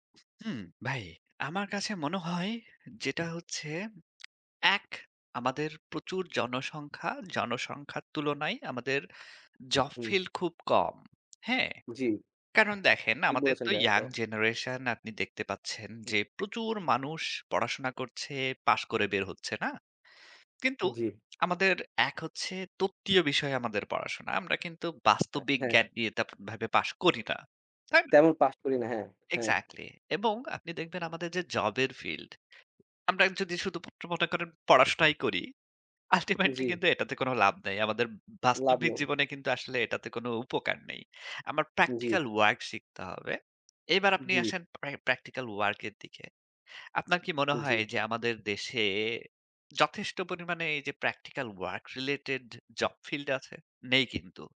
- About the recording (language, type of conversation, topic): Bengali, unstructured, বেকারত্ব বেড়ে যাওয়া নিয়ে আপনার কী মতামত?
- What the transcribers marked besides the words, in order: in English: "ইয়ং জেনারেশন"; in English: "এক্সাক্টলি"; in English: "আল্টিমেটলি"; in English: "প্র্যাকটিক্যাল ওয়ার্ক"; in English: "প্র্যাকটিক্যাল ওয়ার্ক"; in English: "প্র্যাকটিক্যাল ওয়ার্ক রিলেটেড জব ফিল্ড"